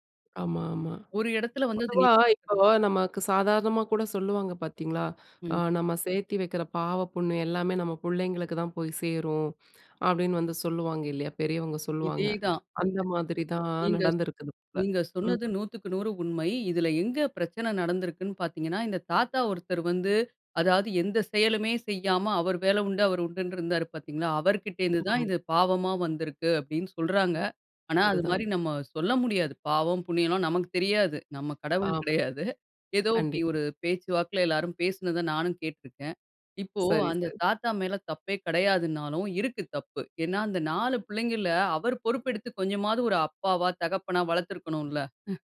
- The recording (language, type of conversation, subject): Tamil, podcast, உங்கள் முன்னோர்களிடமிருந்து தலைமுறைதோறும் சொல்லிக்கொண்டிருக்கப்படும் முக்கியமான கதை அல்லது வாழ்க்கைப் பாடம் எது?
- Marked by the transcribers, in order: other background noise; "சாதாரணமா" said as "சாதாகமா"; "புண்ணியம்" said as "புண்ணு"; unintelligible speech; laughing while speaking: "கடவுள் கிடையாது"; chuckle